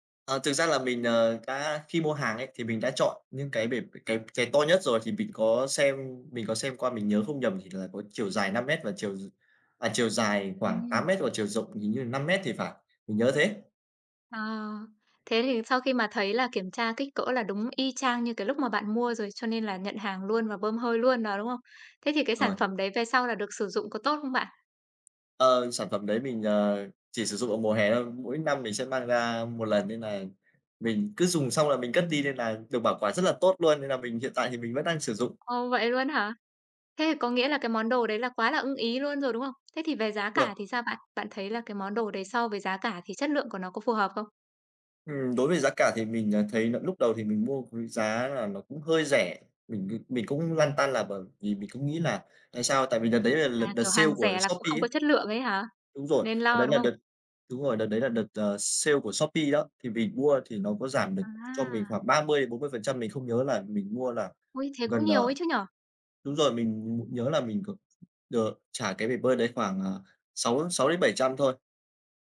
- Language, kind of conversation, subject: Vietnamese, podcast, Bạn có thể kể về lần mua sắm trực tuyến khiến bạn ấn tượng nhất không?
- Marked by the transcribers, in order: tapping; other background noise; unintelligible speech